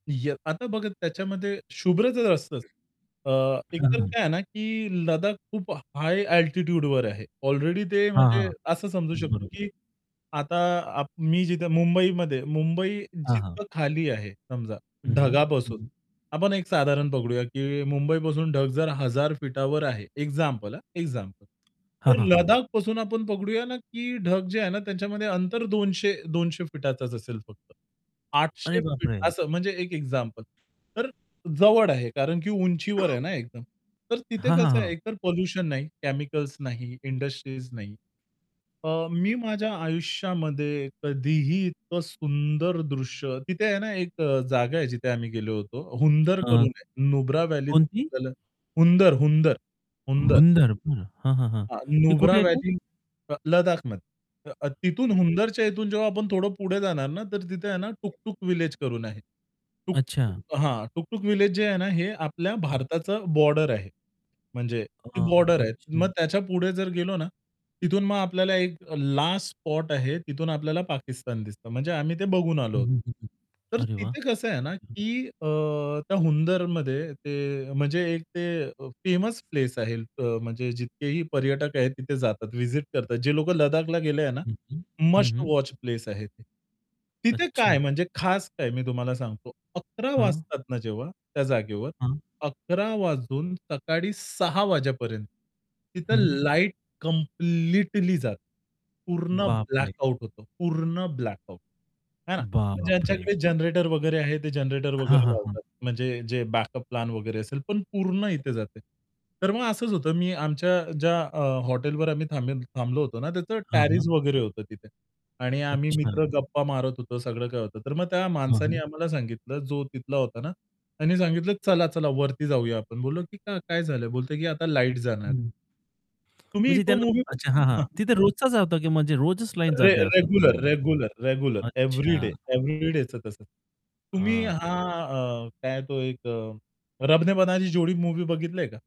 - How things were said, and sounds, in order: static; other background noise; in English: "अल्टिट्यूडवर"; tapping; cough; distorted speech; in English: "फेमस"; in English: "विजीट"; in English: "बॅकअप"; in English: "टॅरिस"; in English: "रेग्युलर, रेग्युलर, रेग्युलर"; unintelligible speech
- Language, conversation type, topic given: Marathi, podcast, तुम्ही कधी रात्रभर आकाशातले तारे पाहिले आहेत का, आणि तेव्हा तुम्हाला काय वाटले?